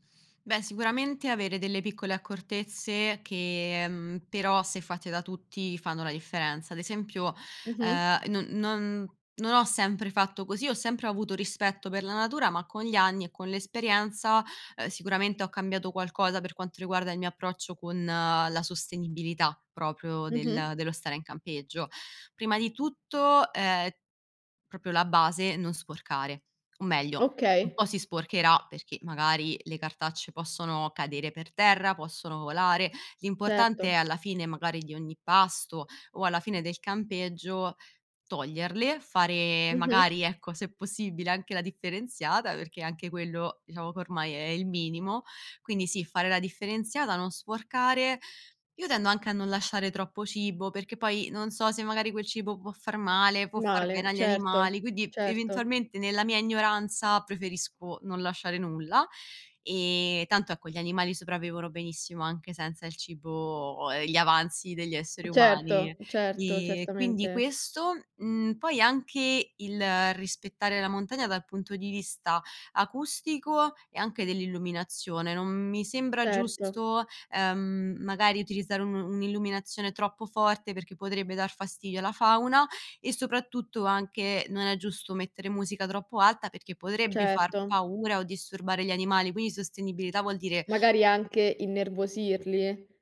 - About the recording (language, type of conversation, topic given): Italian, podcast, Cosa significa per te fare campeggio sostenibile?
- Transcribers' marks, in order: tapping